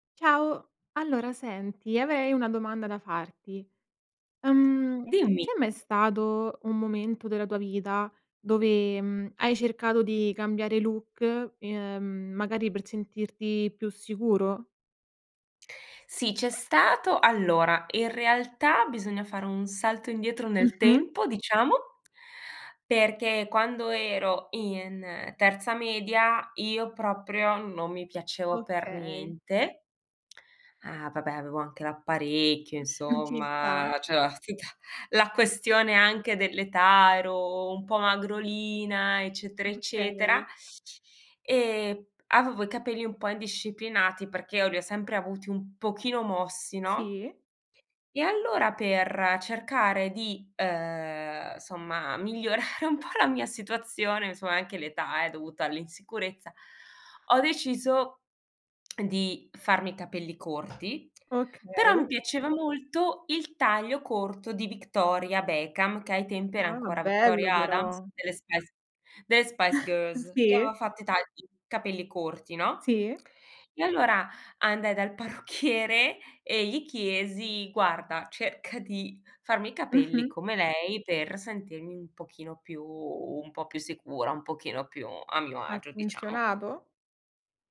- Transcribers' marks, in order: other background noise; tapping; "cioè" said as "ceh"; laughing while speaking: "tutta"; chuckle; laughing while speaking: "migliorare un po'"; door; put-on voice: "Girls"; chuckle; laughing while speaking: "dal parrucchiere"; laughing while speaking: "cerca"
- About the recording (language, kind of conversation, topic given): Italian, podcast, Hai mai cambiato look per sentirti più sicuro?